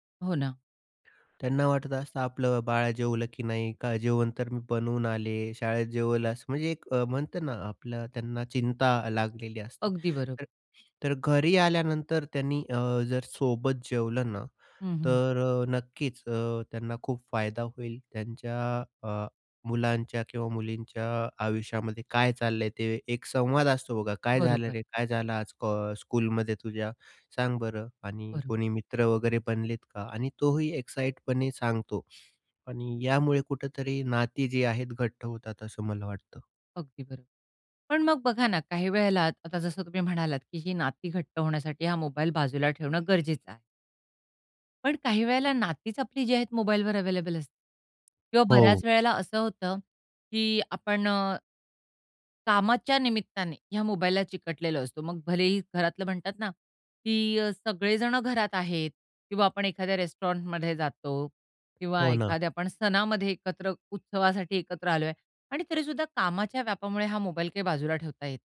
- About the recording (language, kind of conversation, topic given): Marathi, podcast, फोन बाजूला ठेवून जेवताना तुम्हाला कसं वाटतं?
- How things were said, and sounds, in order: other background noise; in English: "स्कूलमध्ये"; in English: "एक्साईटपणे"; bird; in English: "अव्हेलेबल"